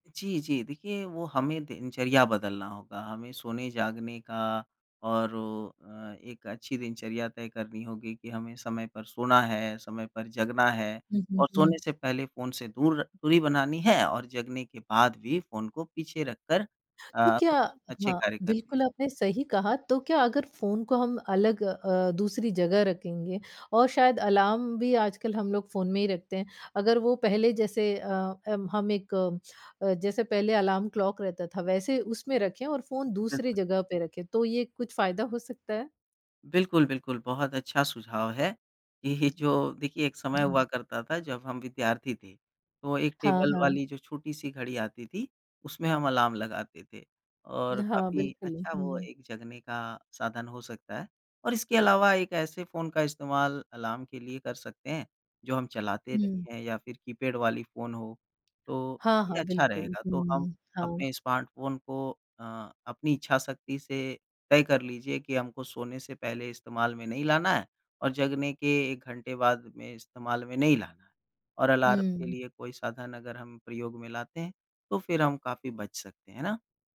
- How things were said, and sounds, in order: lip smack; in English: "कीपैड"
- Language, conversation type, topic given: Hindi, podcast, सुबह उठते ही हम सबसे पहले फोन क्यों देखते हैं?